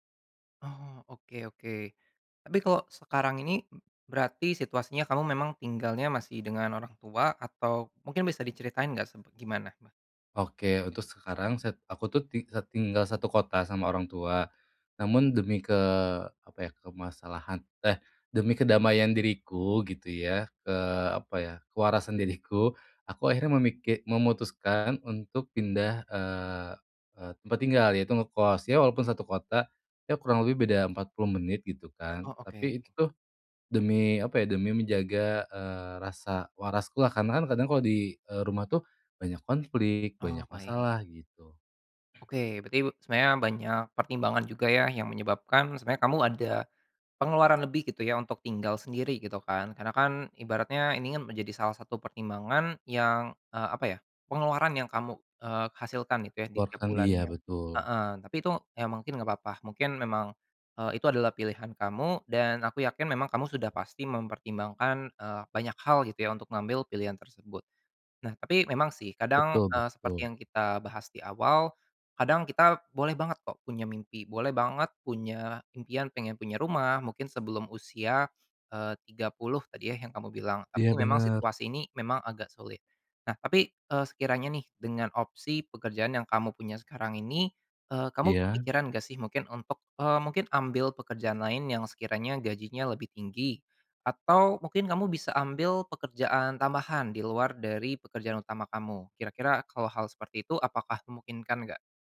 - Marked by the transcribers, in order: other background noise
- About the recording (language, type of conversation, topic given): Indonesian, advice, Bagaimana cara menyeimbangkan optimisme dan realisme tanpa mengabaikan kenyataan?